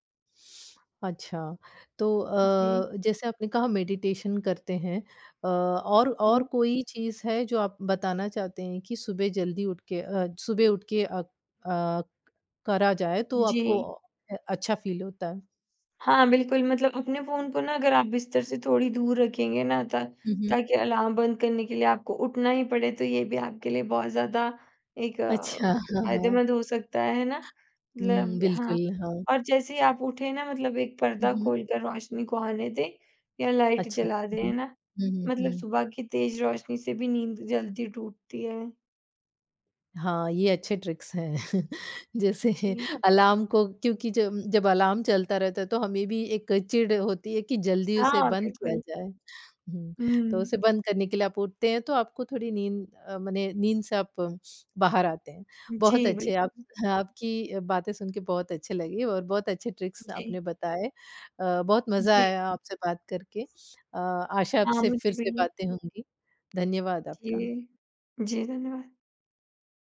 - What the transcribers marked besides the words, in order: other background noise; in English: "मेडिटेशन"; tapping; in English: "फील"; laughing while speaking: "अच्छा"; in English: "ट्रिक्स"; chuckle; laughing while speaking: "जैसे"; laughing while speaking: "आपकी"; in English: "ट्रिक्स"
- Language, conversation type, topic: Hindi, podcast, सुबह जल्दी उठने की कोई ट्रिक बताओ?